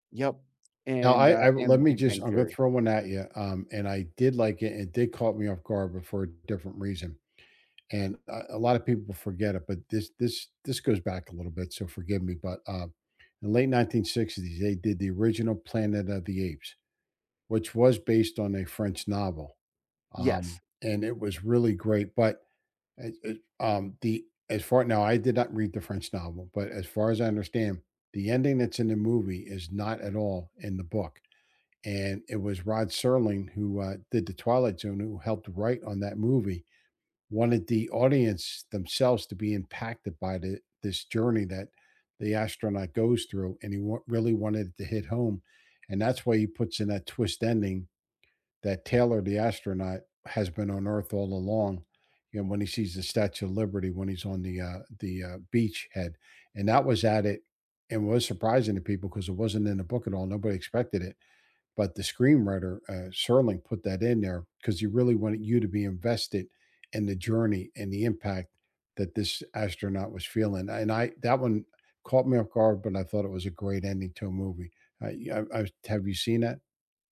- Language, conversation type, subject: English, unstructured, Which book-to-screen adaptations truly surprised you, for better or worse, and what caught you off guard about them?
- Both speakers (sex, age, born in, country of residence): male, 45-49, United States, United States; male, 65-69, United States, United States
- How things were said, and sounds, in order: tapping